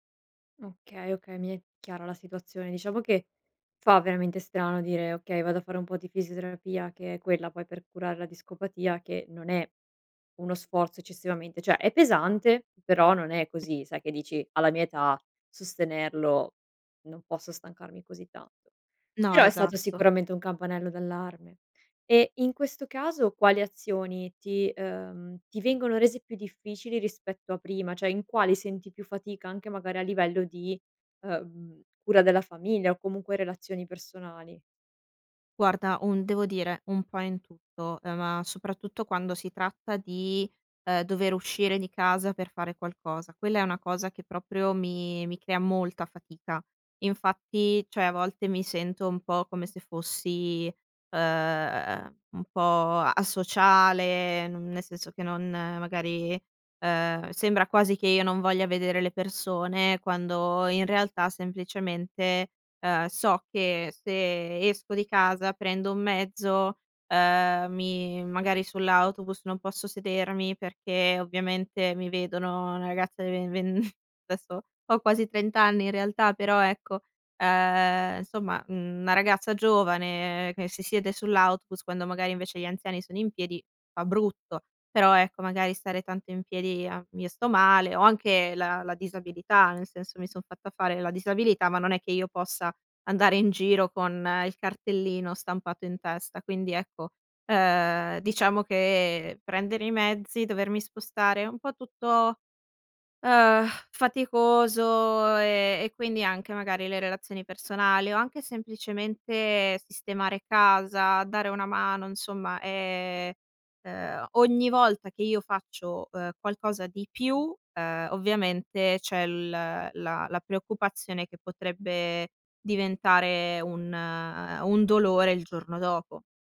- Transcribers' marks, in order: "cioè" said as "ceh"; chuckle; "adesso" said as "desso"; "insomma" said as "nsomma"; tapping; sigh; "insomma" said as "nsomma"
- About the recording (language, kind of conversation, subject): Italian, advice, Come influisce l'affaticamento cronico sulla tua capacità di prenderti cura della famiglia e mantenere le relazioni?